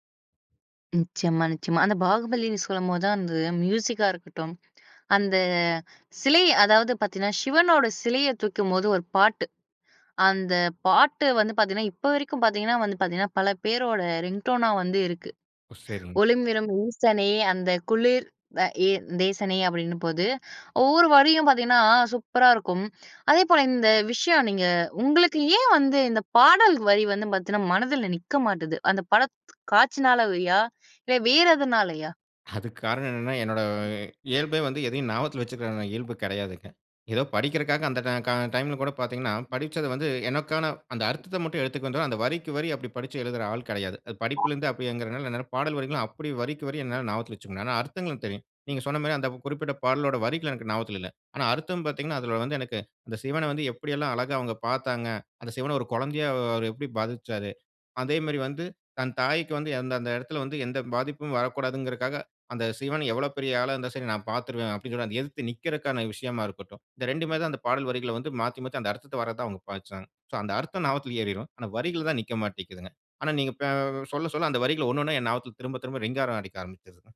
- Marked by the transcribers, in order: in English: "ரிங் டோன்னா"; other background noise; "காட்சினாலயா" said as "காட்சினாலவயா"; laughing while speaking: "அதுக்கு காரணம் என்னனனா"; "பாவிச்சசாரு" said as "பாதிச்சசாரு"; "பாவிச்சாங்க" said as "பாதுச்சாங்க"
- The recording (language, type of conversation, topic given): Tamil, podcast, பாடல் வரிகள் உங்கள் நெஞ்சை எப்படித் தொடுகின்றன?